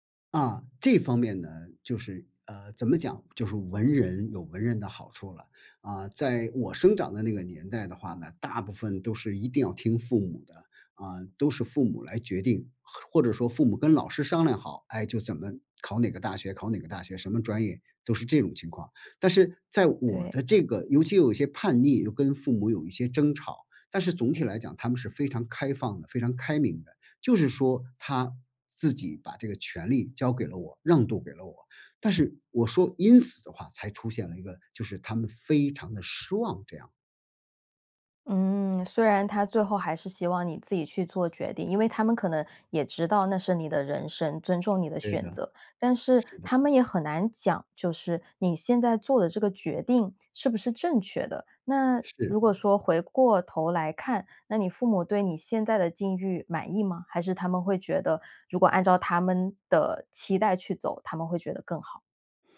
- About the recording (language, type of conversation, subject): Chinese, podcast, 父母的期待在你成长中起了什么作用？
- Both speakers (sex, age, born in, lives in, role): female, 30-34, China, Japan, host; male, 55-59, China, United States, guest
- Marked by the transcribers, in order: none